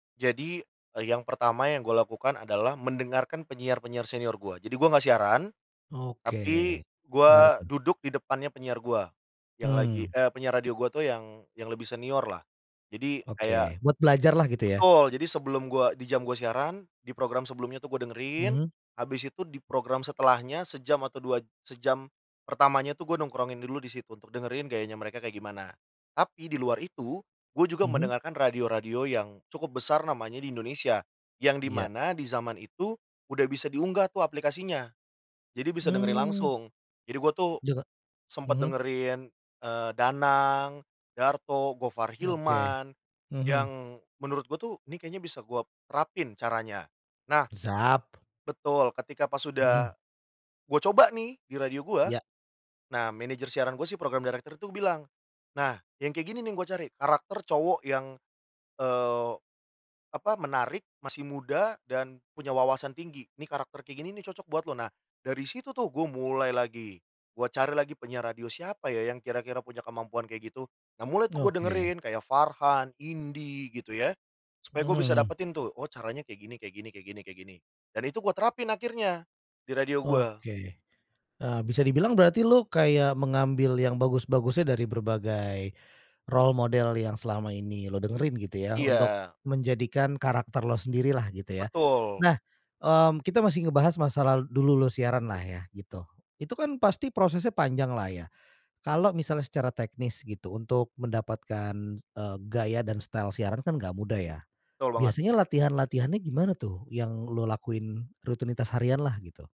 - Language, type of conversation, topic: Indonesian, podcast, Bagaimana kamu menemukan suara atau gaya kreatifmu sendiri?
- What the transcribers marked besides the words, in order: in English: "program director"; in English: "role model"; in English: "style"